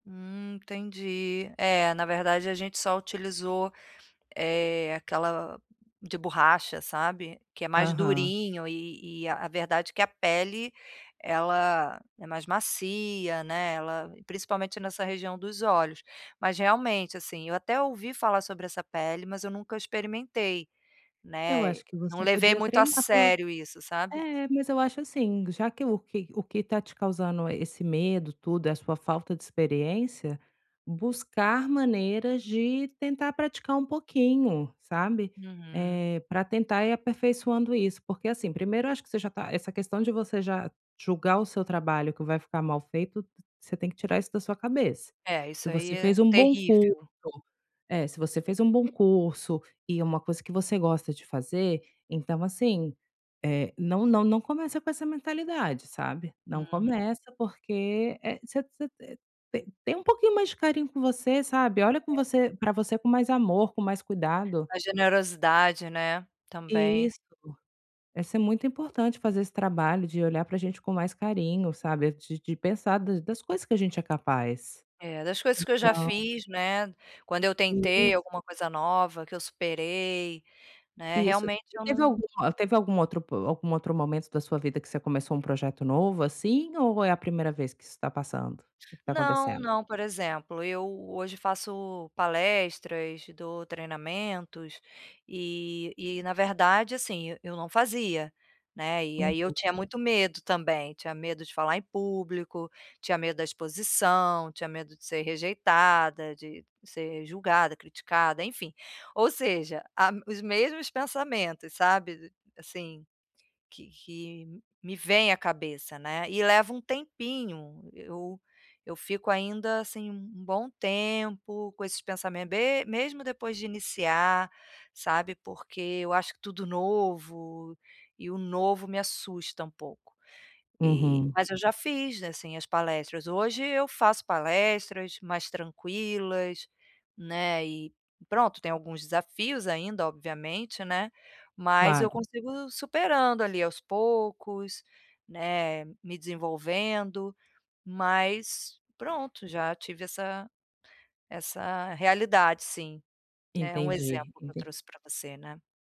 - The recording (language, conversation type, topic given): Portuguese, advice, Como posso vencer o medo de começar coisas novas?
- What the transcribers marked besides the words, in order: tapping